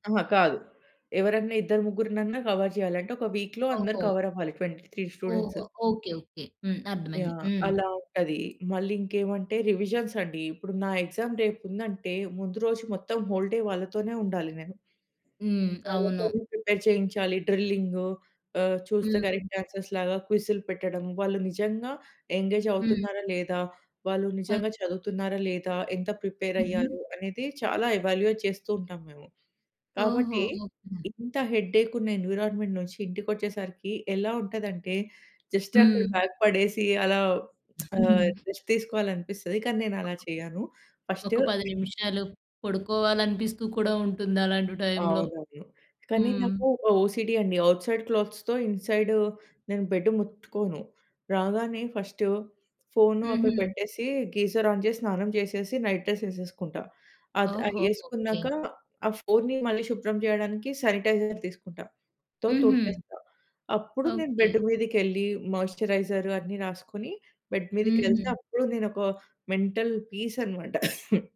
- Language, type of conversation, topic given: Telugu, podcast, పని తర్వాత విశ్రాంతి పొందడానికి మీరు సాధారణంగా ఏమి చేస్తారు?
- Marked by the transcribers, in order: in English: "కవర్"; in English: "వీక్‌లో"; in English: "ట్వెంటీ త్రీ"; in English: "రివిజన్స్"; in English: "ఎగ్జామ్"; in English: "హోల్ డే"; in English: "ప్రిపేర్"; in English: "డైరెక్ట్ ఆన్సర్స్‌లాగా"; in English: "ఎంగేజ్"; in English: "ప్రిపేర్"; in English: "ఎవాల్యుయేట్"; in English: "హెడ్‌ఏక్"; in English: "ఎన్విరాన్మెంట్"; in English: "జస్ట్"; in English: "బ్యాగ్"; chuckle; lip smack; in English: "రెస్ట్"; other background noise; in English: "ఓసీడీ"; in English: "ఔట్‌సైడ్ క్లోత్స్‌తో"; in English: "బెడ్"; in English: "గీజర్ ఆన్"; in English: "నైట్ డ్రెస్"; in English: "శానిటైజర్"; in English: "మాయిశ్చరైజర్"; in English: "బెడ్"; in English: "మెంటల్"; cough